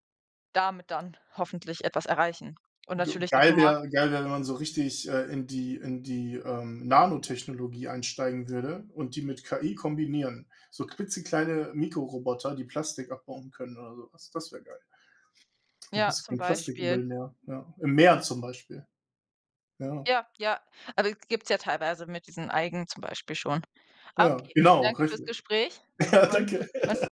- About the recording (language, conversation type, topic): German, unstructured, Was hältst du von den aktuellen Maßnahmen gegen den Klimawandel?
- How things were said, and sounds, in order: laughing while speaking: "Ja, danke"; chuckle